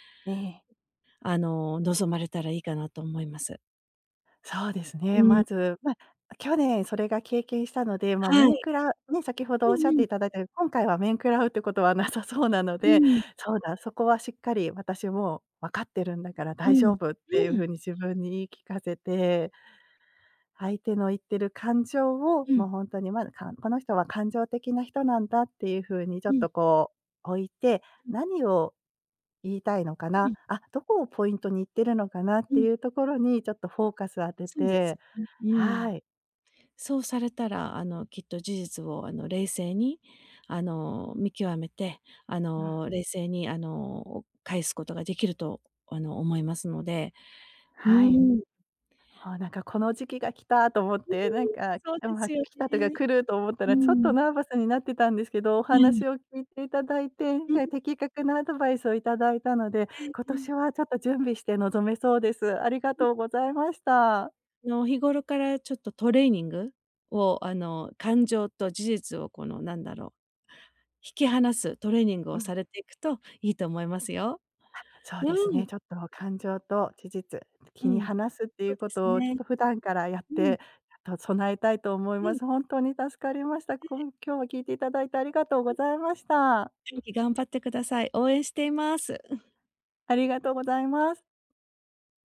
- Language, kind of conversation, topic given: Japanese, advice, 公の場で批判的なコメントを受けたとき、どのように返答すればよいでしょうか？
- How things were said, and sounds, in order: other background noise; chuckle